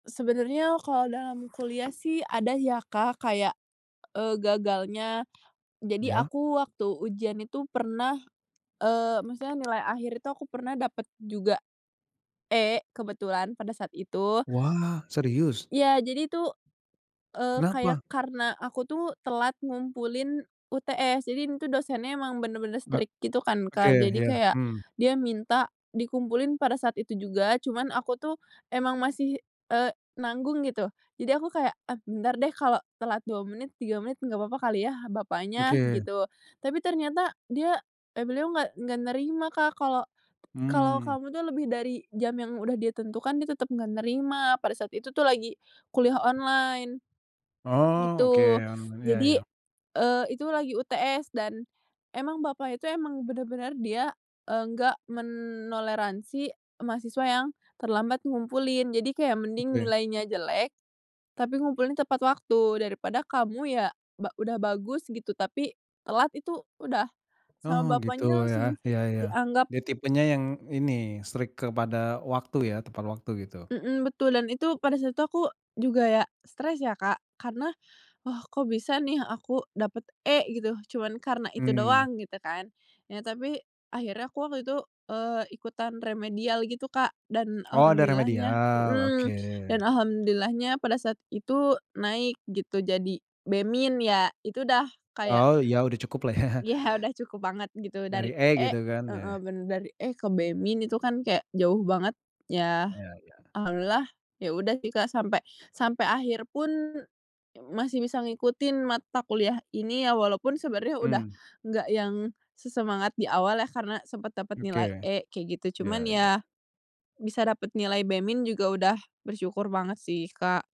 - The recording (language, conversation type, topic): Indonesian, podcast, Kapan kamu merasa sangat bangga pada diri sendiri?
- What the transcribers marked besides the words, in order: other background noise; tapping; background speech; in English: "strict"; in English: "strict"; laughing while speaking: "iya"; laughing while speaking: "ya?"